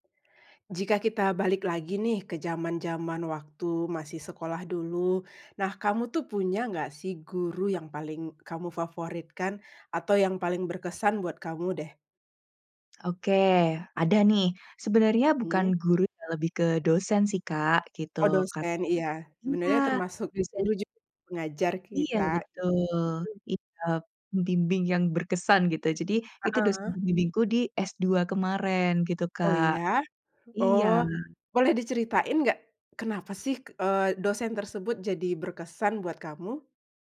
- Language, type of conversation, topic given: Indonesian, podcast, Siapa guru yang paling berkesan buat kamu, dan kenapa?
- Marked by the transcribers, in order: other background noise; tapping